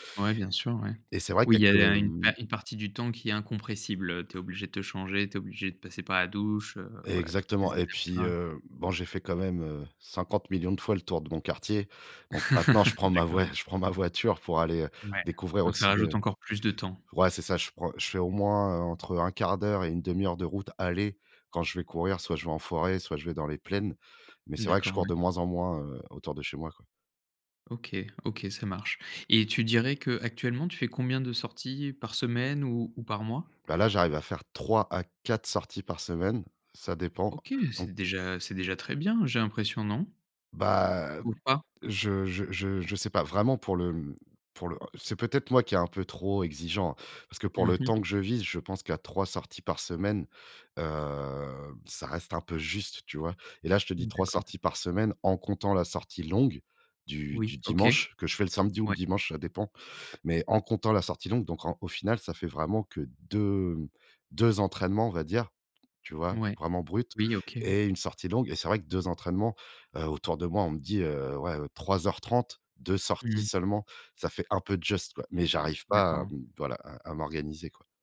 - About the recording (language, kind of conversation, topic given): French, advice, Comment puis-je mettre en place et tenir une routine d’exercice régulière ?
- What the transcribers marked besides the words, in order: laugh; drawn out: "heu"; stressed: "en"; in English: "just"